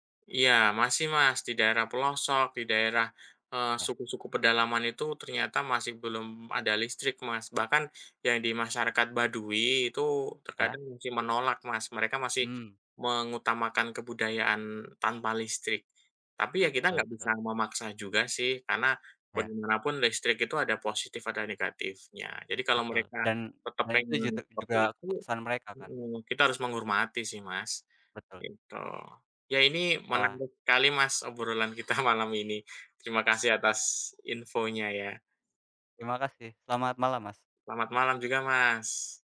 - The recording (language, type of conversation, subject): Indonesian, unstructured, Apa yang membuat penemuan listrik begitu penting dalam sejarah manusia?
- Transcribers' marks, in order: other background noise; laughing while speaking: "kita"